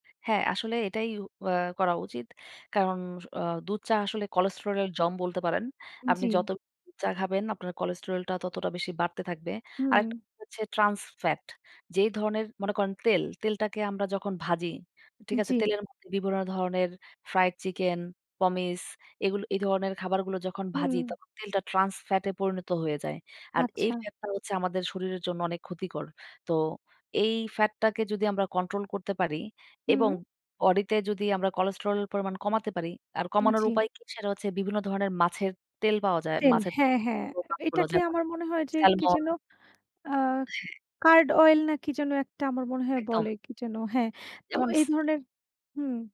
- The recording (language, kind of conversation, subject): Bengali, unstructured, তুমি কীভাবে তোমার শারীরিক স্বাস্থ্য বজায় রাখো?
- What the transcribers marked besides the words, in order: tapping; in English: "কোলেস্টেরল"; in English: "কোলেস্টেরল"; in English: "ট্রান্স ফ্যাট"; in English: "ট্রান্স ফ্যাট"; "বডি" said as "অডি"